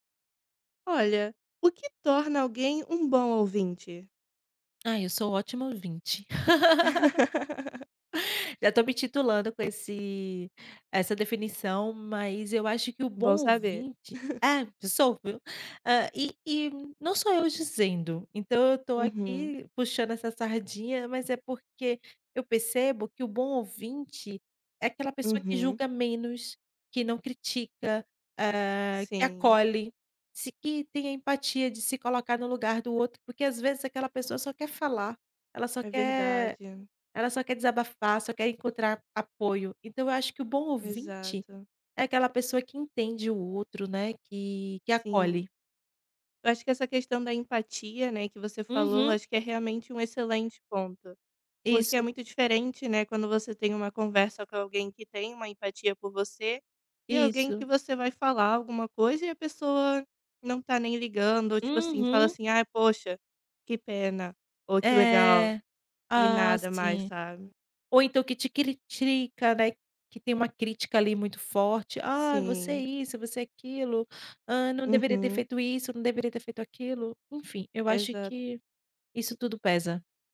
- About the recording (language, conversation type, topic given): Portuguese, podcast, O que torna alguém um bom ouvinte?
- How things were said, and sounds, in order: tapping; laugh; chuckle; "critica" said as "critrica"